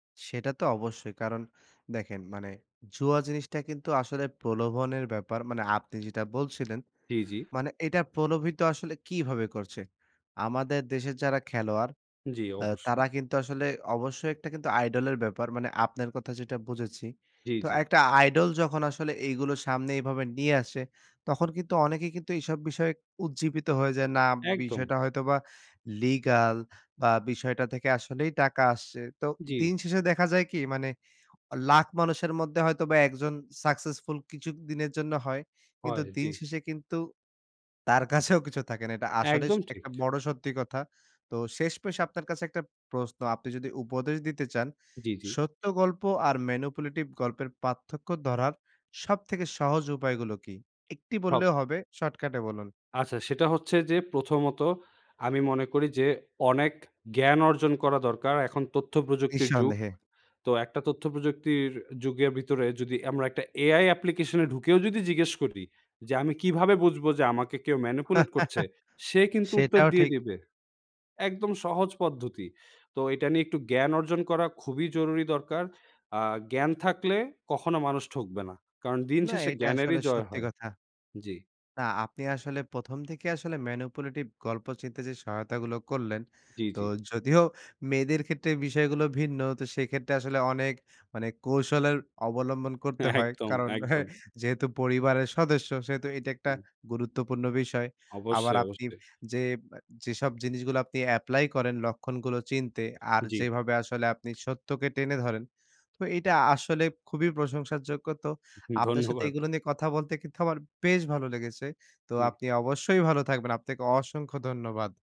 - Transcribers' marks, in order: in English: "আইডল"; in English: "আইডল"; in English: "সাকসেসফুল"; in English: "ম্যানিপুলেটিভ"; in English: "অ্যাপ্লিকেশনে"; chuckle; in English: "ম্যানিপুলেট"; in English: "ম্যানিপুলেটিভ"; laughing while speaking: "যদিও"; laughing while speaking: "একদম"; laughing while speaking: "হে"; in English: "এপ্লাই"; tapping
- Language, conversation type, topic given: Bengali, podcast, আপনি কী লক্ষণ দেখে প্রভাবিত করার উদ্দেশ্যে বানানো গল্প চেনেন এবং সেগুলোকে বাস্তব তথ্য থেকে কীভাবে আলাদা করেন?